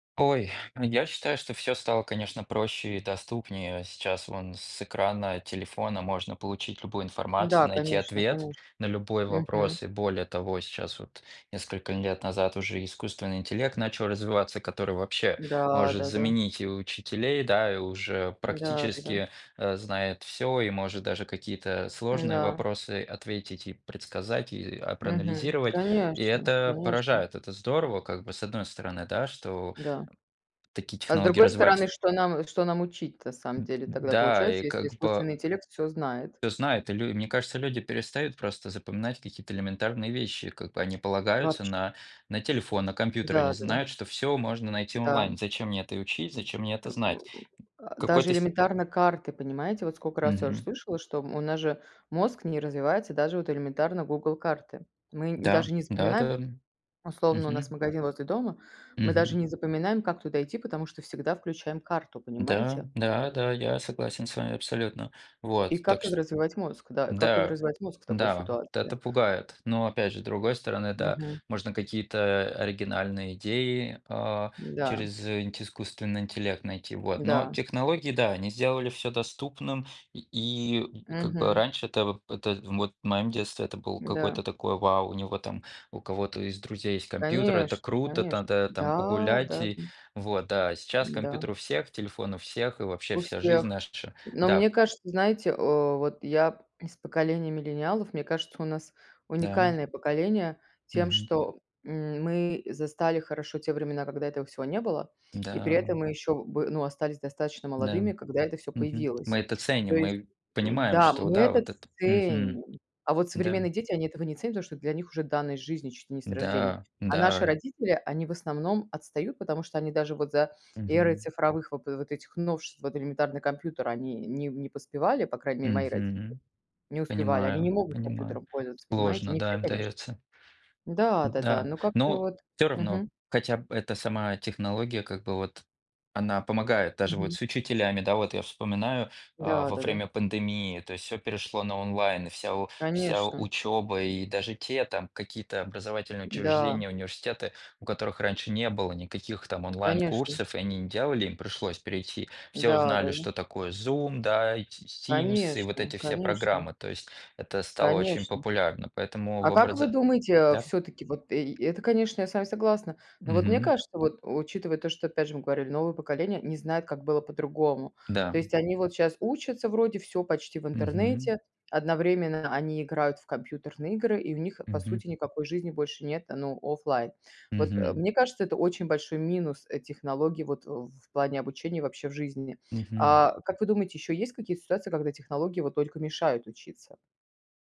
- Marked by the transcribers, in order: tapping; other background noise; "Teams" said as "симсы"
- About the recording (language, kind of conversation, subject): Russian, unstructured, Как ты думаешь, технологии помогают учиться лучше?